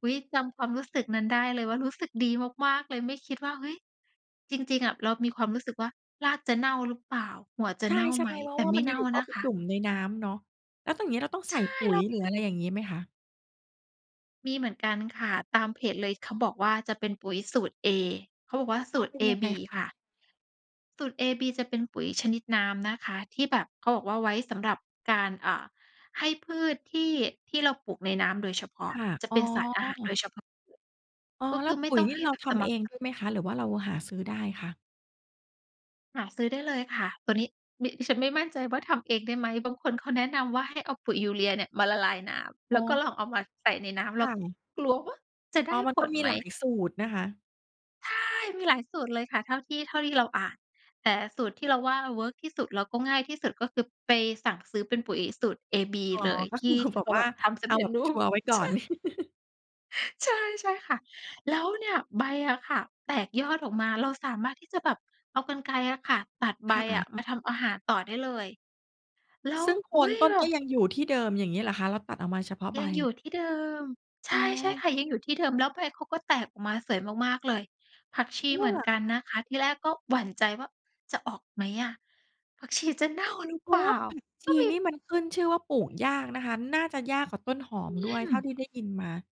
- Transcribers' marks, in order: other background noise; laughing while speaking: "สำเร็จรูป ใช่"; chuckle
- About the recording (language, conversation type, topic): Thai, podcast, จะทำสวนครัวเล็กๆ บนระเบียงให้ปลูกแล้วเวิร์กต้องเริ่มยังไง?